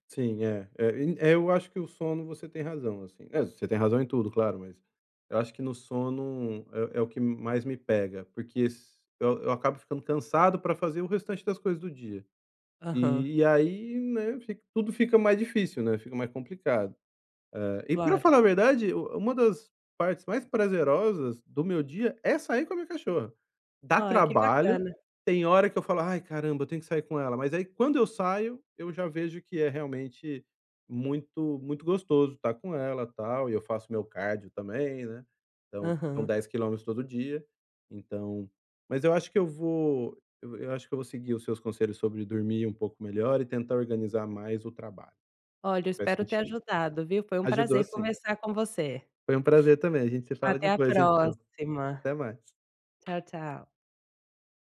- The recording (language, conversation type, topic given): Portuguese, advice, Como lidar com a sobrecarga quando as responsabilidades aumentam e eu tenho medo de falhar?
- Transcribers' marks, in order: other background noise; tapping